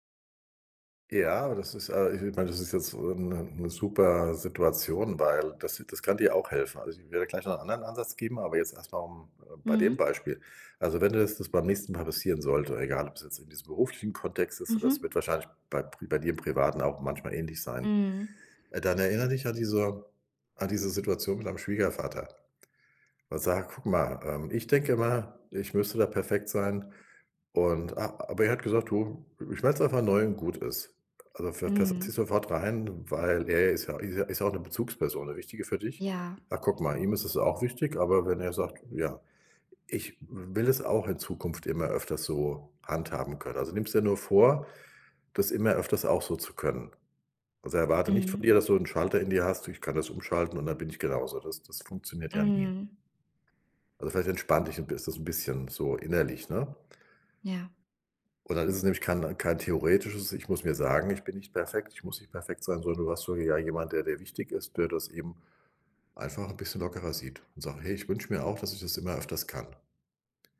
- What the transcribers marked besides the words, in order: unintelligible speech; unintelligible speech
- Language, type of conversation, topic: German, advice, Wie kann ich nach einem Fehler freundlicher mit mir selbst umgehen?
- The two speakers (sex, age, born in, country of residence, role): female, 35-39, Russia, Germany, user; male, 60-64, Germany, Germany, advisor